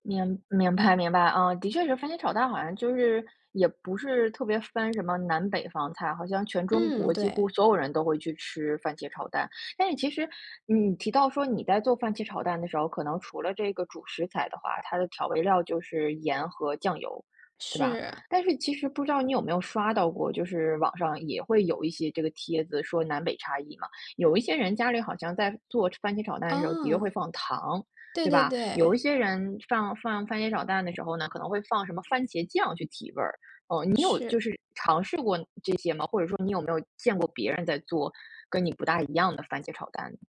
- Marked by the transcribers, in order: laughing while speaking: "白"; chuckle; other background noise
- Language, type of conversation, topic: Chinese, podcast, 你有没有一道怎么做都不会失败的快手暖心家常菜谱，可以分享一下吗？